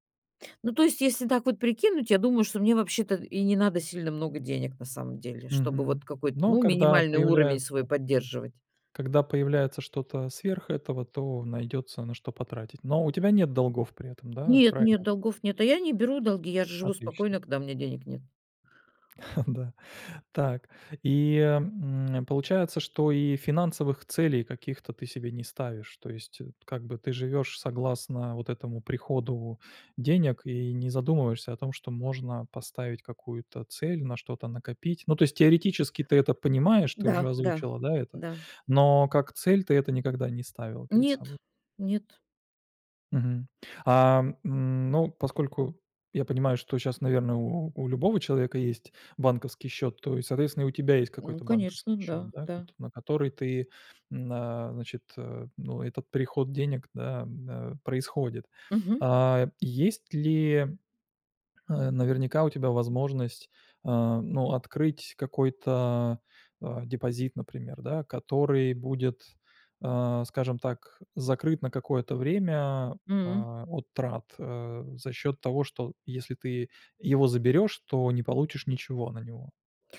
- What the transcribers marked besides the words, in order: chuckle; tapping
- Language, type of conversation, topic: Russian, advice, Как не тратить больше денег, когда доход растёт?